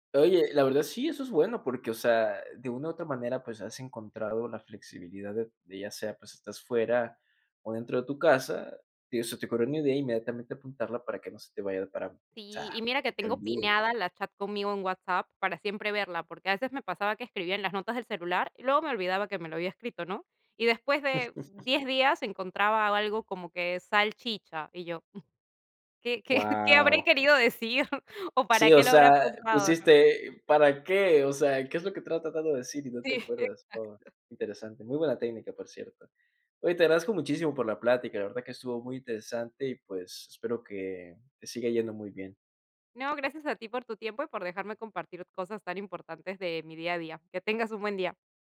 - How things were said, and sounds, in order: chuckle; laughing while speaking: "qué habré"; laughing while speaking: "exacto"; other background noise
- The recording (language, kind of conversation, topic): Spanish, podcast, ¿Qué pequeñas cosas cotidianas despiertan tu inspiración?
- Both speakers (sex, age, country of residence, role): female, 30-34, Italy, guest; male, 20-24, United States, host